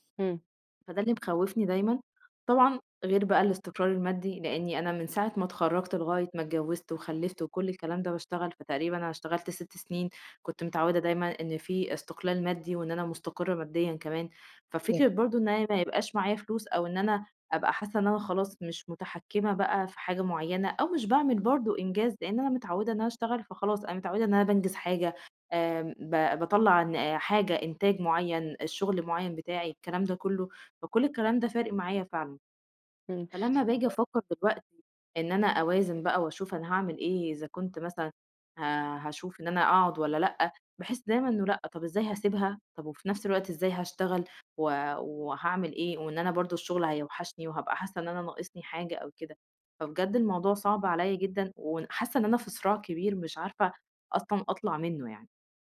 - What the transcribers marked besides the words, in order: unintelligible speech; other background noise
- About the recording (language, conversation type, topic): Arabic, advice, إزاي أوقف التردد المستمر وأاخد قرارات واضحة لحياتي؟